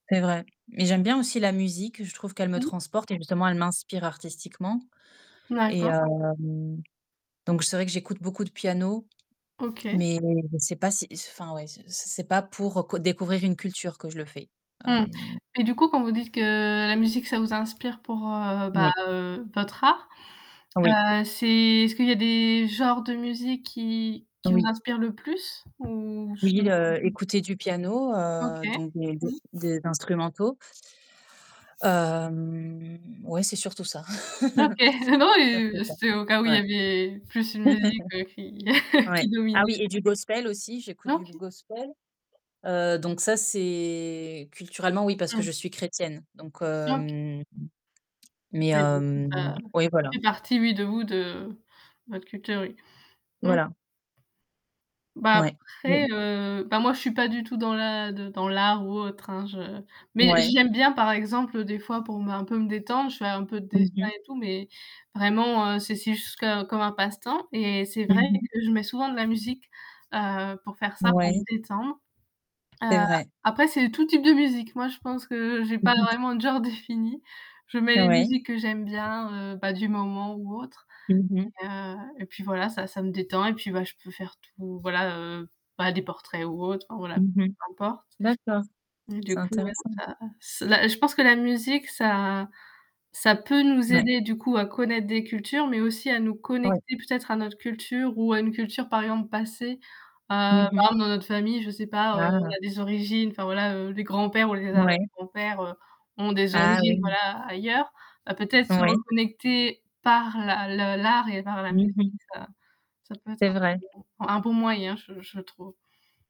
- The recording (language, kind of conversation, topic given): French, unstructured, Aimez-vous découvrir d’autres cultures à travers l’art ou la musique ?
- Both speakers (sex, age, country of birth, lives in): female, 20-24, France, France; female, 35-39, Russia, France
- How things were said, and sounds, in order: distorted speech; tapping; static; drawn out: "que"; drawn out: "heu"; drawn out: "heu"; other background noise; drawn out: "heu, c'est"; drawn out: "des"; drawn out: "qui"; drawn out: "ou"; drawn out: "Hem"; chuckle; laughing while speaking: "Non, heu"; chuckle; drawn out: "c'est"; drawn out: "ça"